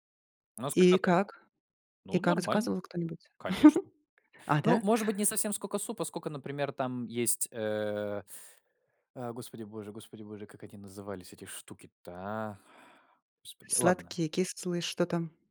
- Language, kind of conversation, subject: Russian, podcast, Какие блюда в вашей семье связаны с праздниками и обычаями?
- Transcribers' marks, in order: chuckle